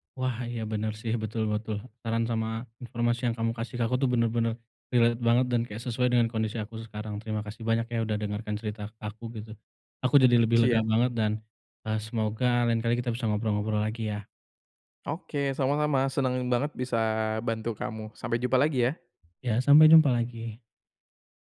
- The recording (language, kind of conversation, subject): Indonesian, advice, Bagaimana cara mengatasi keraguan dan penyesalan setelah mengambil keputusan?
- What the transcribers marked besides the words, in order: in English: "relate"; tapping